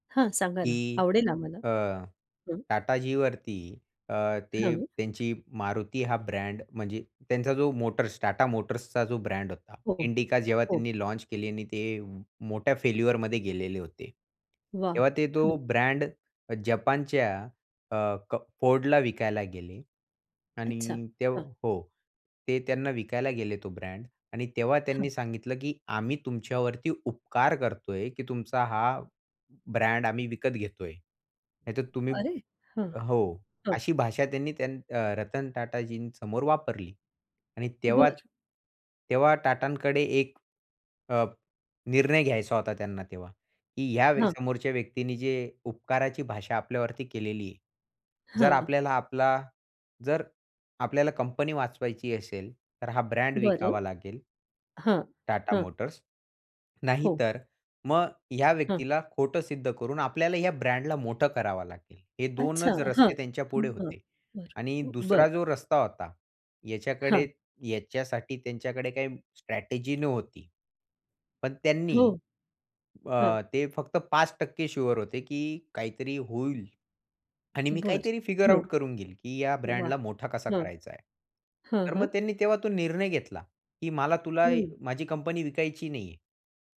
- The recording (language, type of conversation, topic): Marathi, podcast, निर्णय घेताना तुम्ही अडकता का?
- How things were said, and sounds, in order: other background noise; in English: "लॉन्च"; tapping; other noise; in English: "शुअर"